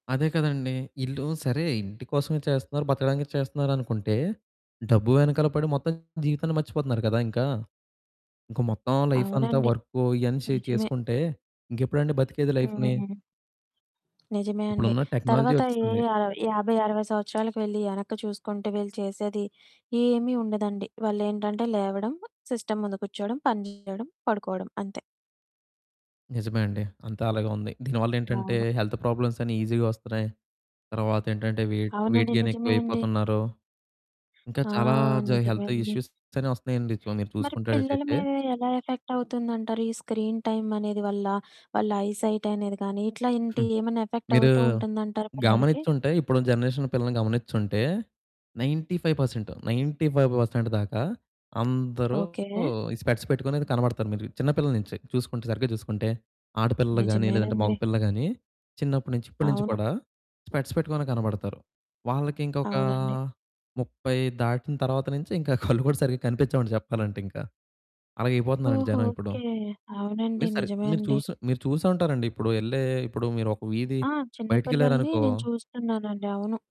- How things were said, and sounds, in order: other background noise; distorted speech; horn; in English: "లైఫ్‌ని?"; static; in English: "టెక్నాలజీ"; in English: "సిస్టమ్"; in English: "హెల్త్ ప్రాబ్లమ్స్"; in English: "ఈజీగా"; in English: "వెయిట్ వెయిట్"; in English: "హెల్త్"; in English: "ఎఫెక్ట్"; in English: "స్క్రీన్"; in English: "ఐ"; scoff; in English: "ఎఫెక్ట్"; in English: "జనరేషన్"; in English: "నైన్టీ ఫైవ్"; in English: "నైన్టీ ఫైవ్ పర్సెంట్"; in English: "స్పెక్ట్స్"; in English: "స్పెక్ట్స్"; chuckle
- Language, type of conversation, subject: Telugu, podcast, టెక్నాలజీ విషయంలో తల్లిదండ్రుల భయం, పిల్లలపై నమ్మకం మధ్య సమతుల్యం ఎలా సాధించాలి?